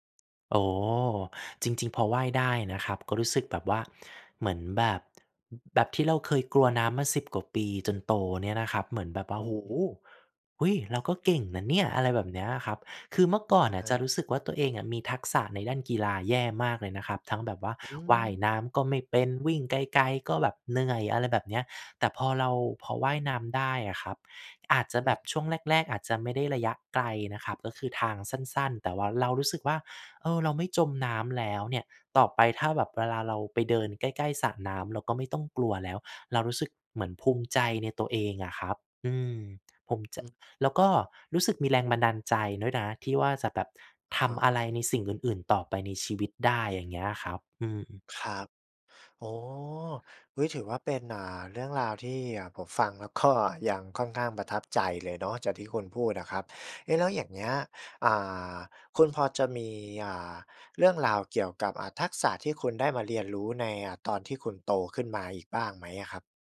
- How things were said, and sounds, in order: laughing while speaking: "ก็"
- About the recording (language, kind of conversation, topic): Thai, podcast, เริ่มเรียนรู้ทักษะใหม่ตอนเป็นผู้ใหญ่ คุณเริ่มต้นอย่างไร?